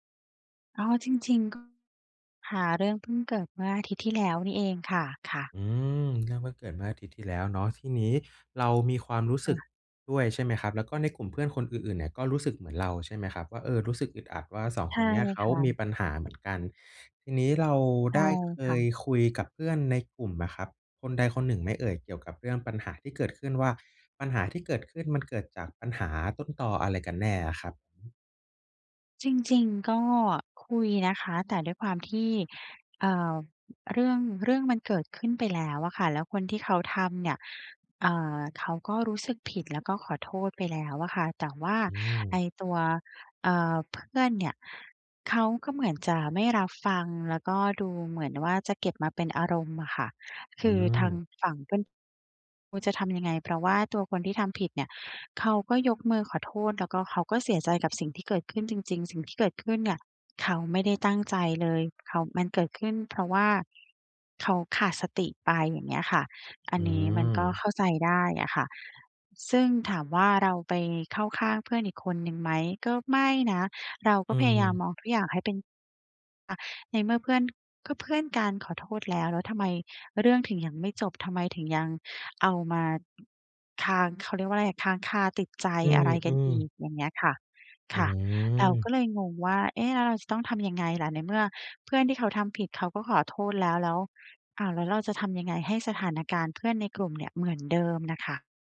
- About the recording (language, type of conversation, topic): Thai, advice, ฉันควรทำอย่างไรเพื่อรักษาความสัมพันธ์หลังเหตุการณ์สังสรรค์ที่ทำให้อึดอัด?
- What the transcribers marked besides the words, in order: other background noise